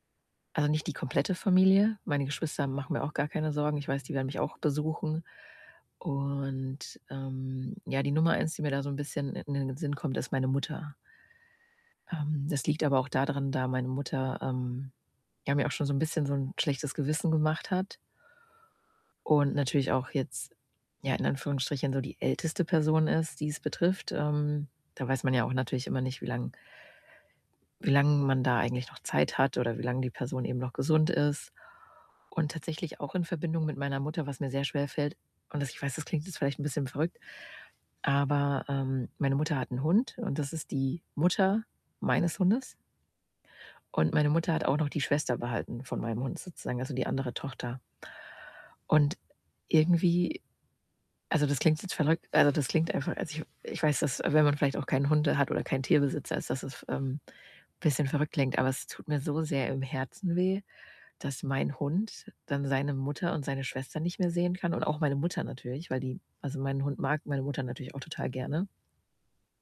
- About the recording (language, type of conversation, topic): German, advice, Wie kann ich besser mit Abschieden von Freunden und Familie umgehen?
- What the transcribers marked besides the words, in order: static; other background noise